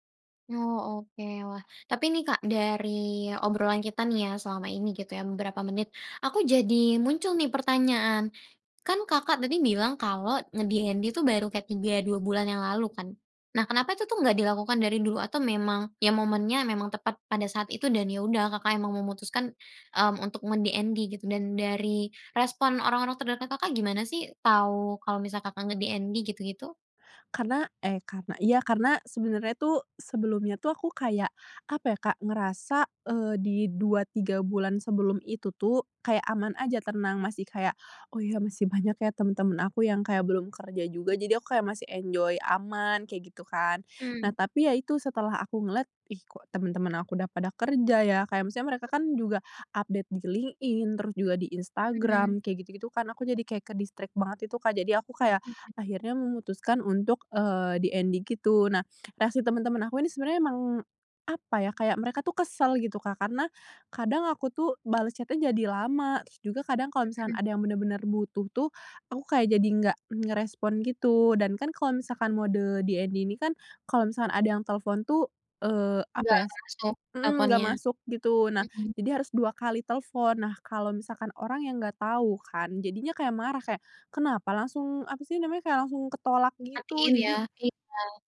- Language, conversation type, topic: Indonesian, podcast, Bisakah kamu menceritakan momen tenang yang membuatmu merasa hidupmu berubah?
- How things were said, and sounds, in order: in English: "nge-DND"; in English: "nge-DND"; in English: "nge-DND"; in English: "enjoy"; in English: "update"; in English: "ke-distract"; tapping; in English: "DND"; in English: "chat-nya"; in English: "DND"